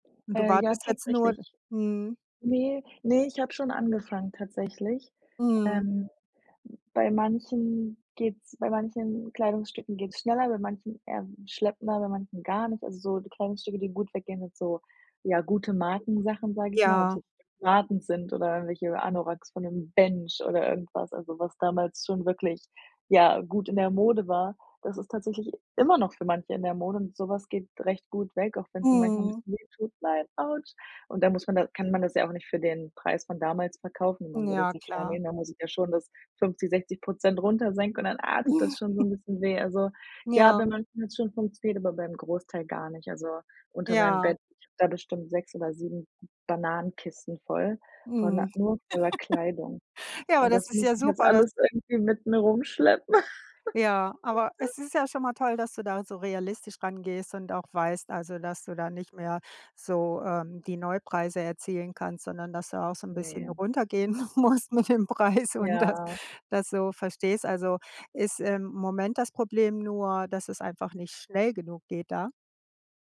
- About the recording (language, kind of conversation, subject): German, advice, Wie kann ich Ordnung schaffen, wenn meine Wohnung voller Dinge ist, die ich kaum benutze?
- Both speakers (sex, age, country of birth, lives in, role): female, 25-29, Germany, Sweden, user; female, 55-59, Germany, United States, advisor
- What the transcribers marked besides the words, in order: other background noise; unintelligible speech; stressed: "immer noch"; put-on voice: "autsch"; unintelligible speech; chuckle; put-on voice: "ah"; laugh; laugh; laughing while speaking: "musst mit dem Preis"